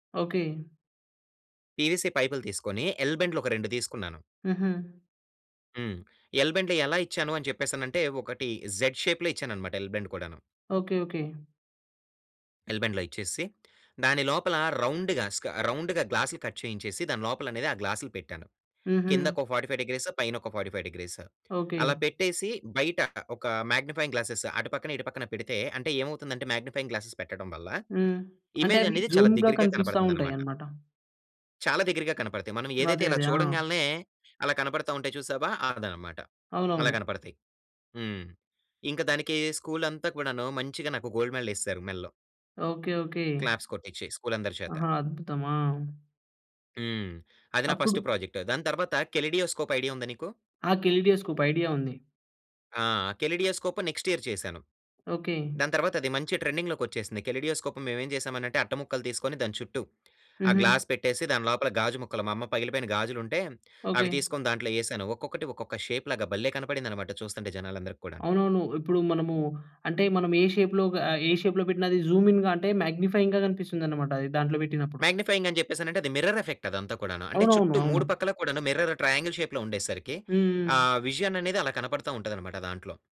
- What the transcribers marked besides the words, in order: in English: "పీవీసీ"; in English: "రౌండ్‌గా స్క రౌండ్‌గా"; in English: "ఫార్టీ ఫైవ్ డిగ్రీస్"; in English: "ఫార్టీ ఫైవ్ డిగ్రీస్"; in English: "మాగ్నిఫైయింగ్ గ్లాసెస్"; in English: "మాగ్నిఫైయింగ్ గ్లాసెస్"; in English: "ఇమేజ్"; in English: "జూమ్‌గా"; in English: "గోల్డ్ మెడల్"; in English: "క్లాప్స్"; in English: "ఫస్ట్ ప్రాజెక్ట్"; in English: "కెలిడియోస్కోప్"; in English: "కెలిడియోస్కోప్ నెక్స్ట్ ఇయర్"; in English: "ట్రెండింగ్"; stressed: "బల్లె"; in English: "షేప్‌లో"; in English: "షేప్‌లో"; in English: "జూమ్ఇన్ మేగ్‌ని‌ఫయింగ్‌గా"; in English: "మేగ్‌ని‌ఫయింగ్"; in English: "మిర్రర్ ఎఫెక్ట్"; in English: "మిర్రర్ ట్రయాంగిల్ షేప్‌లో"; in English: "విజన్"
- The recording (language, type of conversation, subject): Telugu, podcast, మీకు అత్యంత నచ్చిన ప్రాజెక్ట్ గురించి వివరించగలరా?